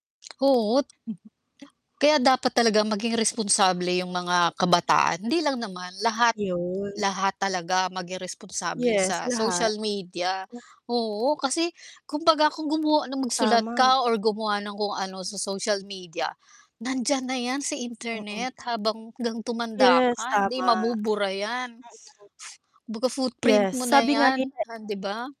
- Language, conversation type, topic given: Filipino, unstructured, Paano mo tinitingnan ang papel ng mga kabataan sa mga kasalukuyang isyu?
- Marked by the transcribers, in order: distorted speech; chuckle; static